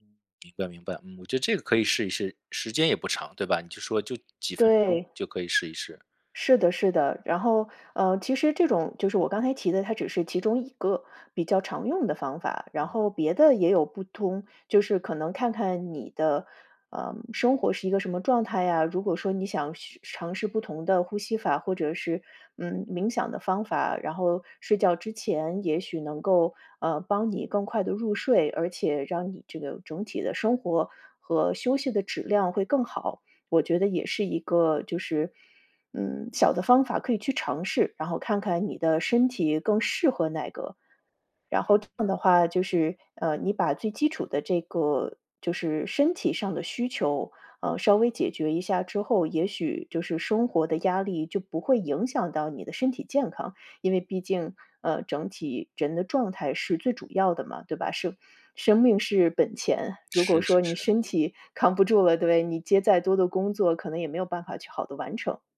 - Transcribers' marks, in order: none
- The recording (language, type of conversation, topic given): Chinese, advice, 日常压力会如何影响你的注意力和创造力？